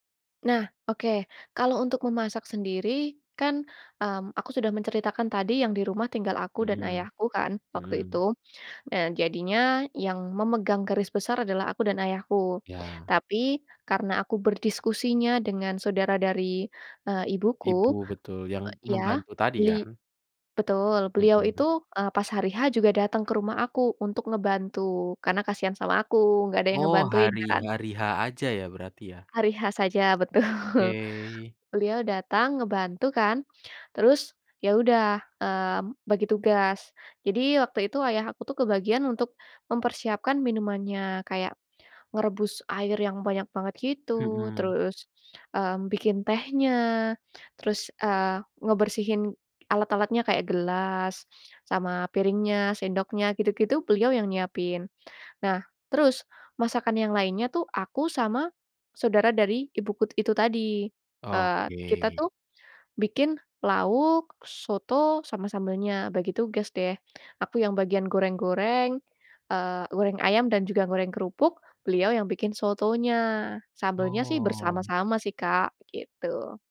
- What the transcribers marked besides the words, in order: laughing while speaking: "betul"
- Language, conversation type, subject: Indonesian, podcast, Bagaimana pengalamanmu memasak untuk keluarga besar, dan bagaimana kamu mengatur semuanya?